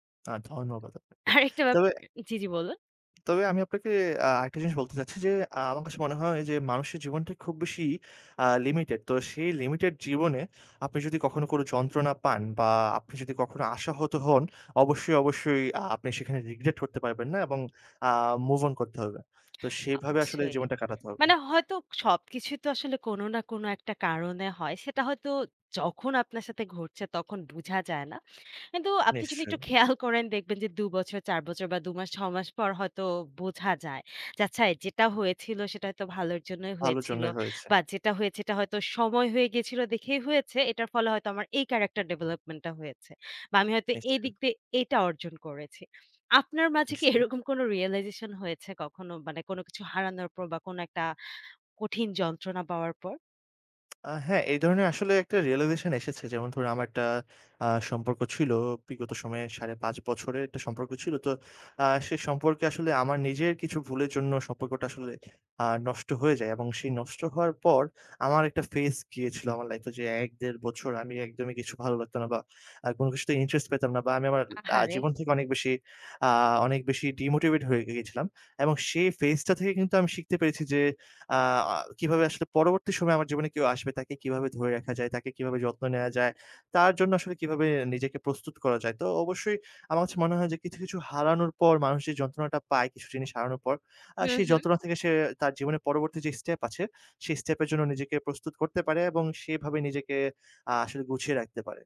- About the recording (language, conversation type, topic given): Bengali, podcast, বড় কোনো ক্ষতি বা গভীর যন্ত্রণার পর আপনি কীভাবে আবার আশা ফিরে পান?
- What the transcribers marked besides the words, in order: lip smack; laughing while speaking: "আরেকটা ব্যাপার"; tapping; laughing while speaking: "খেয়াল"; other noise; in English: "demotivated"